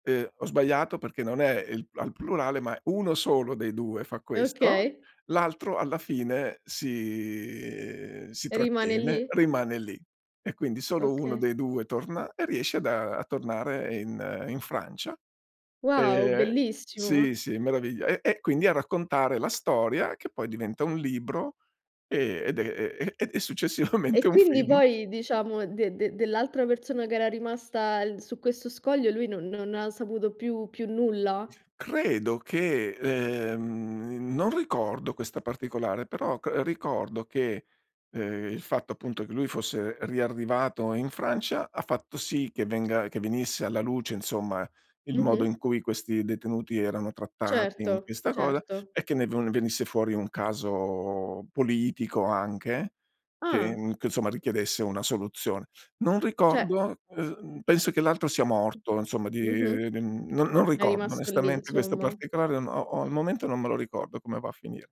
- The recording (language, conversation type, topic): Italian, podcast, Quale film ti ha segnato di più, e perché?
- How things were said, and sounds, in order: drawn out: "si"; laughing while speaking: "successivamente un film"; drawn out: "ehm"; other background noise; drawn out: "caso"; drawn out: "di"